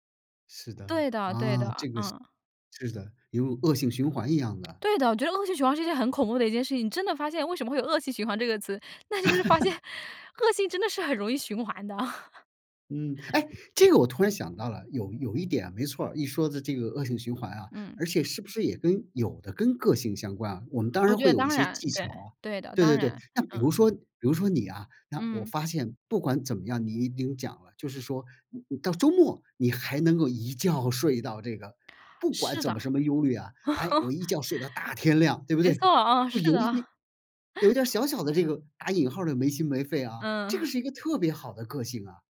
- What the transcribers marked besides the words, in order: other background noise; laugh; laughing while speaking: "那就是发现恶性真的是很容易循环的"; chuckle; chuckle; chuckle; chuckle
- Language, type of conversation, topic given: Chinese, podcast, 你如何平衡工作与生活以保护心理健康？